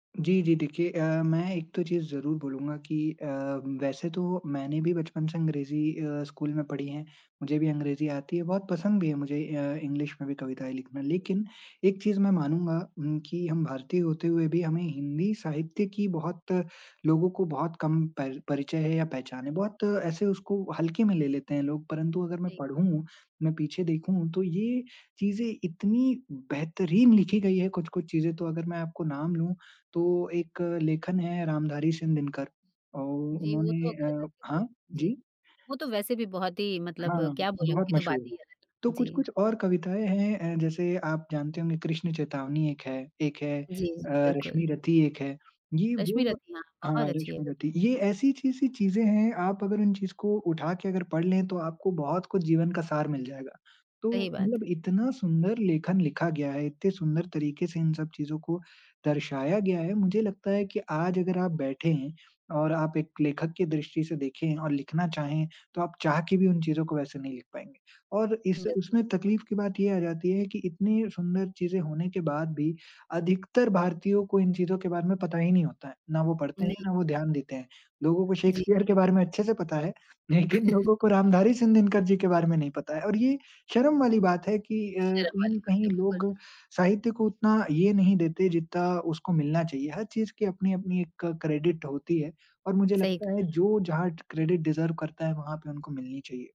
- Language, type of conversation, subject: Hindi, podcast, क्रिएटिव ब्लॉक से निकलने के आपके असरदार उपाय क्या हैं?
- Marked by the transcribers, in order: unintelligible speech; laughing while speaking: "लोगों को रामधारी सिंह दिनकर"; laugh; in English: "क्रेडिट"; in English: "क्रेडिट डिजर्व"